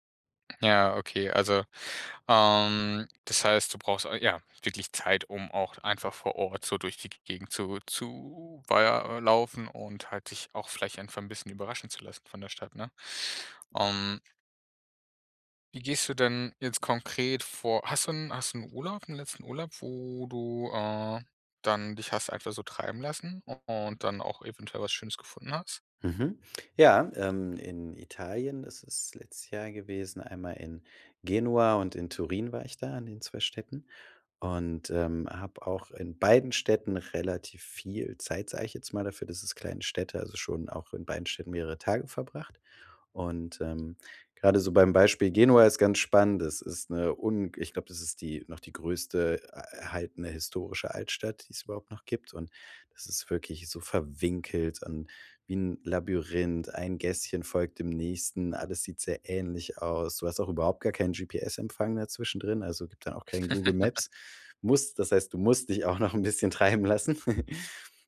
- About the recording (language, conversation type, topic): German, podcast, Wie findest du versteckte Ecken in fremden Städten?
- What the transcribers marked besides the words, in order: laugh; giggle